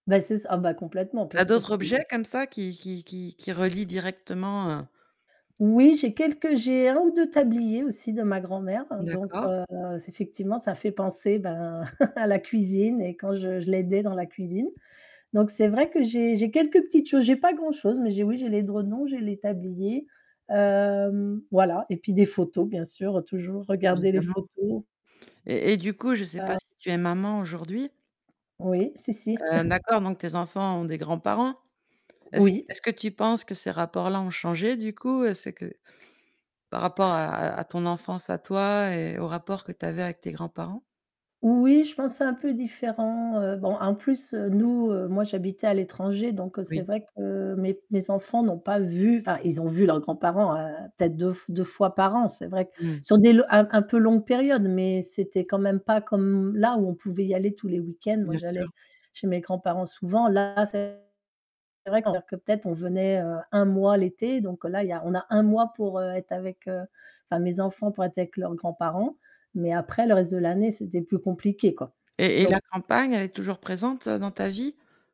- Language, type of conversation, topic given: French, podcast, Quel est un souvenir marquant que tu as avec tes grands-parents ?
- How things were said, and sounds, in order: static; chuckle; distorted speech; chuckle; tapping